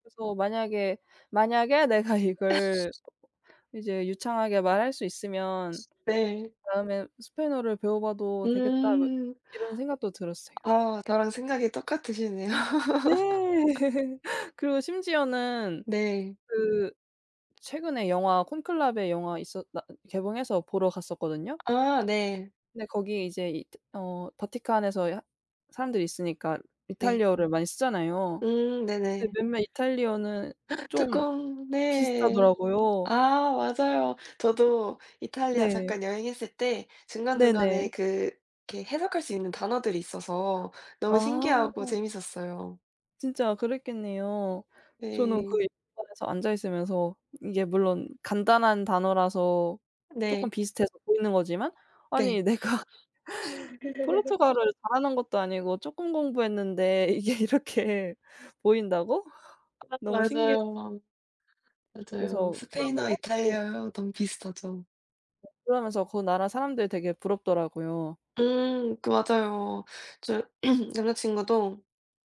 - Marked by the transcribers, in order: other background noise; cough; tapping; laughing while speaking: "이걸"; laughing while speaking: "똑같으시네요"; laugh; "이탈리아어" said as "이탈리어"; gasp; "이탈리아어" said as "이탈리어"; laughing while speaking: "내가"; laugh; laughing while speaking: "이게 이렇게"; unintelligible speech; throat clearing
- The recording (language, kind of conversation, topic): Korean, unstructured, 요즘 공부할 때 가장 재미있는 과목은 무엇인가요?
- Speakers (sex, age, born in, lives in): female, 20-24, South Korea, Portugal; female, 20-24, South Korea, United States